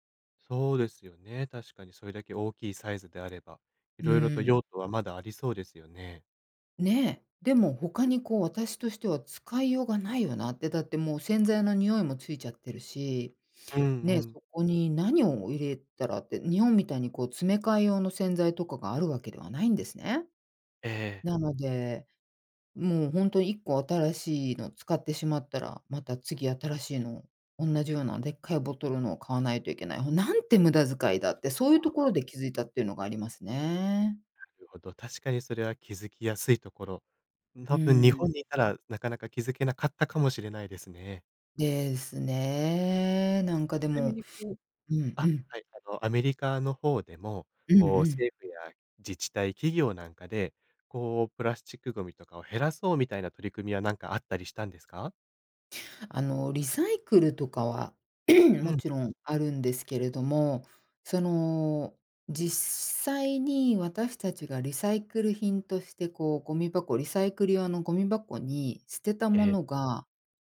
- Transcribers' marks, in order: throat clearing
- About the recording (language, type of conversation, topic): Japanese, podcast, プラスチックごみの問題について、あなたはどう考えますか？
- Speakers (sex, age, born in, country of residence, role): female, 50-54, Japan, United States, guest; male, 25-29, Japan, Portugal, host